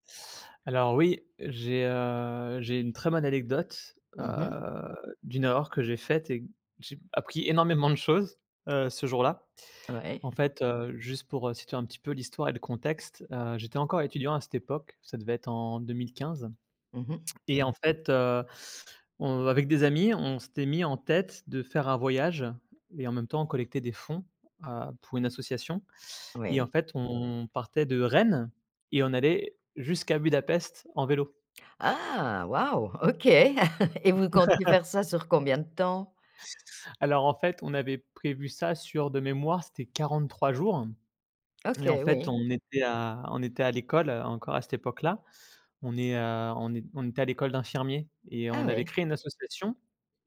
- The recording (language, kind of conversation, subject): French, podcast, Peux-tu raconter une fois où une erreur t’a vraiment beaucoup appris ?
- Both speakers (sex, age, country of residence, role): female, 60-64, France, host; male, 30-34, France, guest
- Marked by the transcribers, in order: tapping; chuckle; laugh